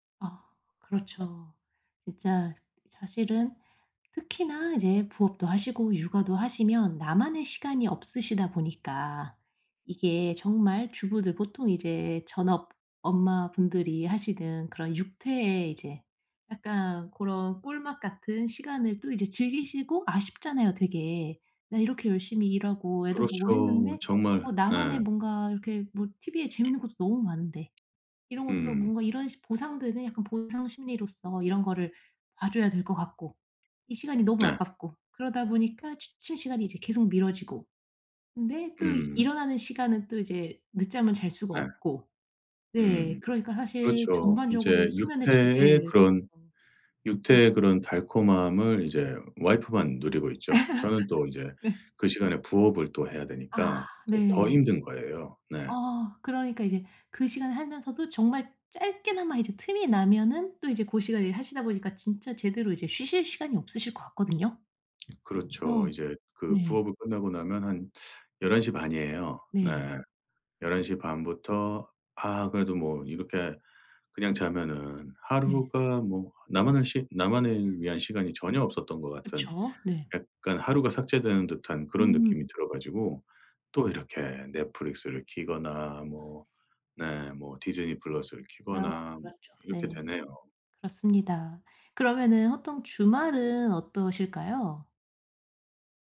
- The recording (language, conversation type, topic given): Korean, advice, 취침 시간과 기상 시간을 더 규칙적으로 유지하려면 어떻게 해야 할까요?
- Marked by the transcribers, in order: other background noise; tapping; laugh; lip smack